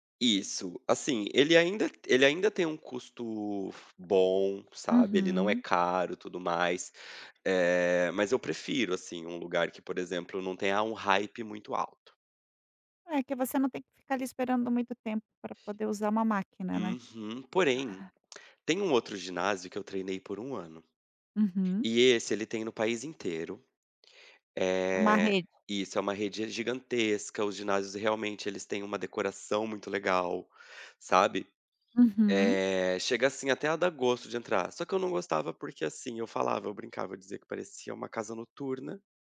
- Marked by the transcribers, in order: in English: "hype"; other background noise
- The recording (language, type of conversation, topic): Portuguese, advice, Como posso lidar com a falta de um parceiro ou grupo de treino, a sensação de solidão e a dificuldade de me manter responsável?